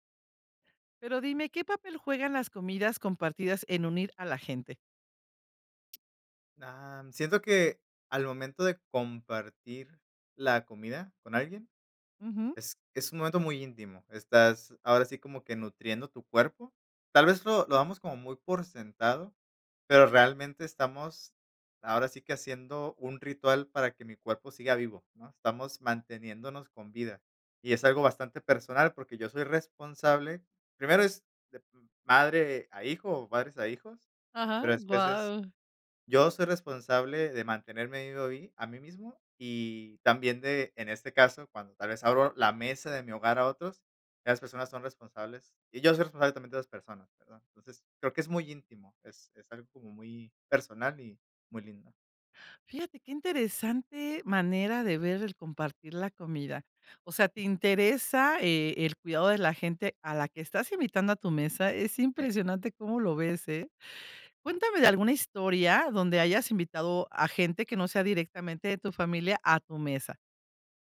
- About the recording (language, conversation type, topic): Spanish, podcast, ¿Qué papel juegan las comidas compartidas en unir a la gente?
- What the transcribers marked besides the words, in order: other background noise; tapping